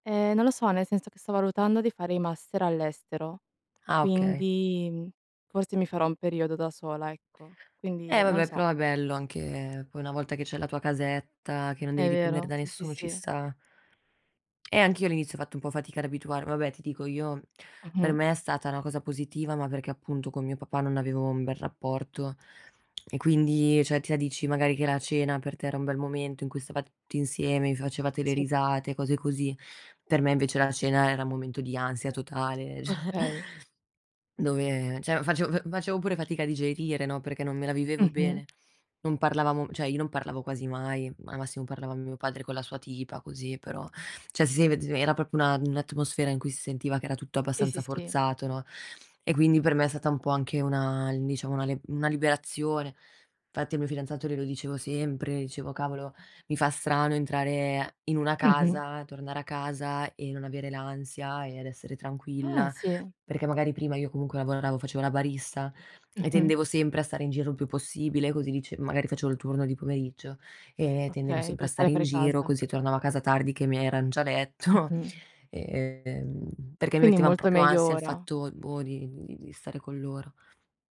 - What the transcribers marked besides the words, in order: tapping; "cioè" said as "ceh"; other noise; laughing while speaking: "ceh"; "cioè" said as "ceh"; "cioè" said as "ceh"; "cioè" said as "ceh"; unintelligible speech; laughing while speaking: "a letto"
- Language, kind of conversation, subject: Italian, unstructured, Qual è il ricordo più bello che hai con la tua famiglia?